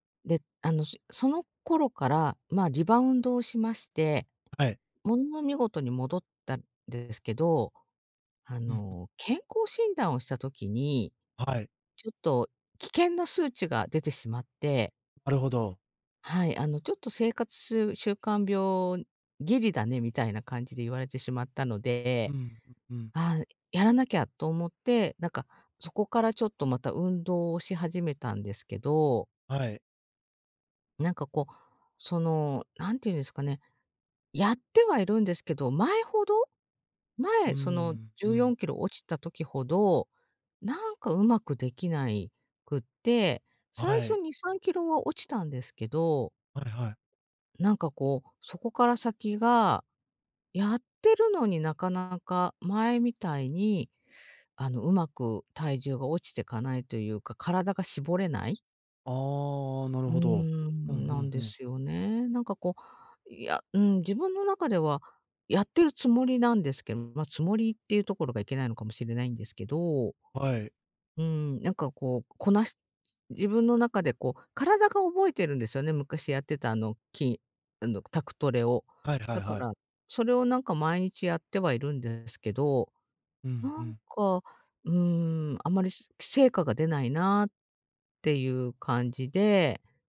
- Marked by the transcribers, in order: other background noise; tapping
- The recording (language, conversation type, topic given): Japanese, advice, 筋力向上や体重減少が停滞しているのはなぜですか？